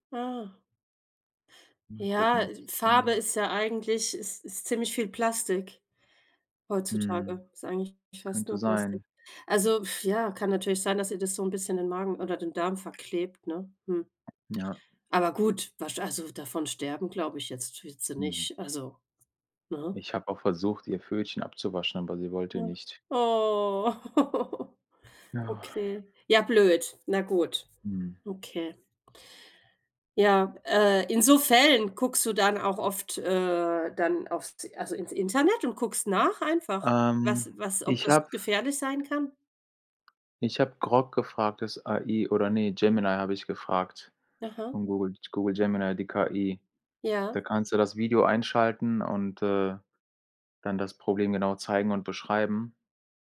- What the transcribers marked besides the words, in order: sad: "Oh"; drawn out: "Oh"; laugh; sigh
- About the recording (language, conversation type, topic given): German, unstructured, Wie verändert Technologie unseren Alltag wirklich?